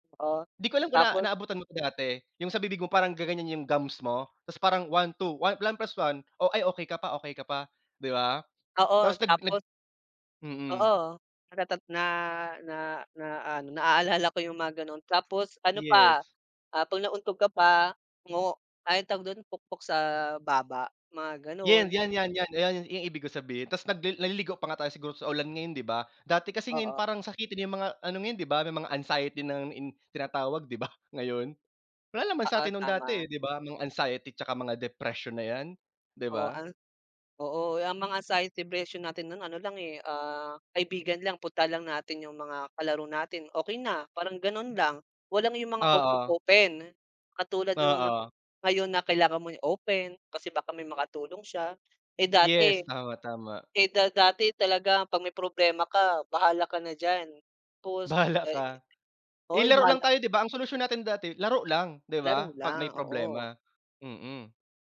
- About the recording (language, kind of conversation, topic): Filipino, unstructured, Ano ang mga alaala sa iyong pagkabata na hindi mo malilimutan?
- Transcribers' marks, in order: laughing while speaking: "di ba"; in English: "sign of depression"; laughing while speaking: "Bahala"